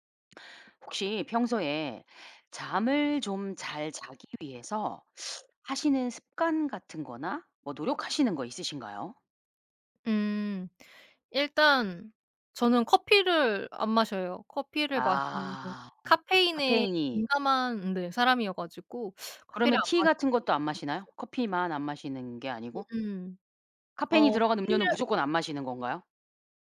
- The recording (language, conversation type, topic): Korean, podcast, 잠을 잘 자려면 평소에 어떤 습관을 지키시나요?
- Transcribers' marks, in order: other background noise; teeth sucking